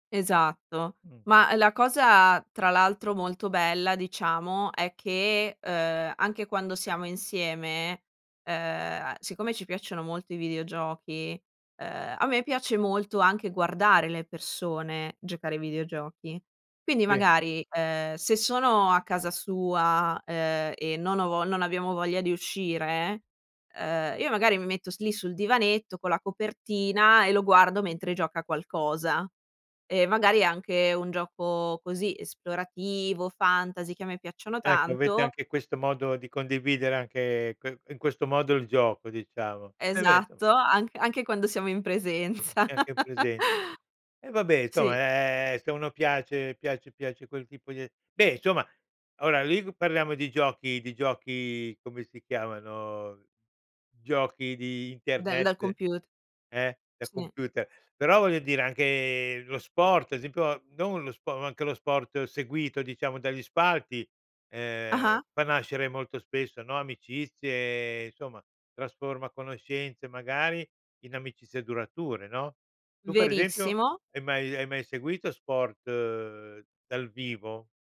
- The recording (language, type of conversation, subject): Italian, podcast, Come si coltivano amicizie durature attraverso esperienze condivise?
- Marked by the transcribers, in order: other background noise; laugh; "insomma" said as "nsoma"; "insomma" said as "nsoma"